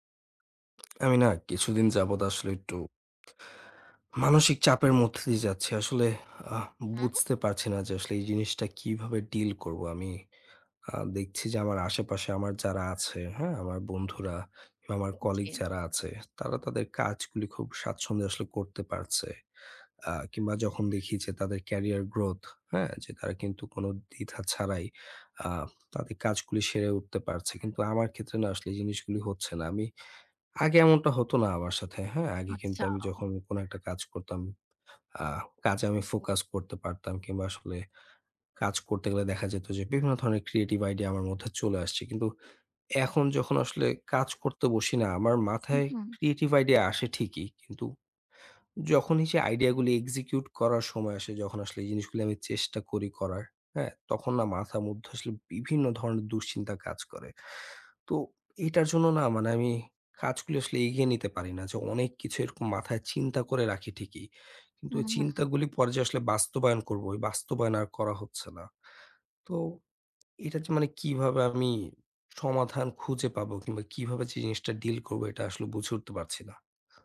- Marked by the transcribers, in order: tapping; unintelligible speech; in English: "deal"; in English: "career growth"; other background noise; in English: "focus"; in English: "creative idea"; in English: "creative idea"; in English: "execute"; in English: "deal"
- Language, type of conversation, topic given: Bengali, advice, পারফেকশনিজমের কারণে সৃজনশীলতা আটকে যাচ্ছে